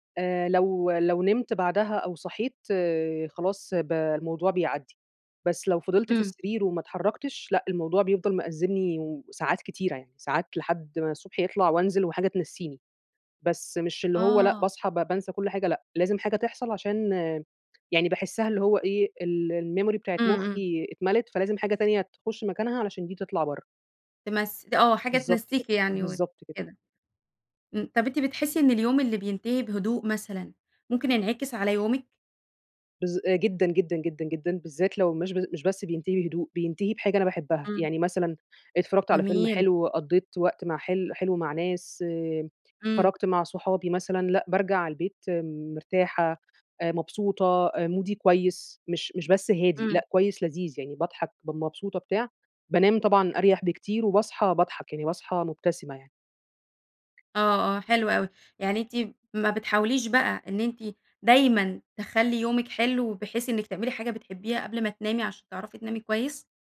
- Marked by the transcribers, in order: tapping; in English: "الmemory"; in English: "مُودي"
- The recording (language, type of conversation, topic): Arabic, podcast, إيه طقوسك بالليل قبل النوم عشان تنام كويس؟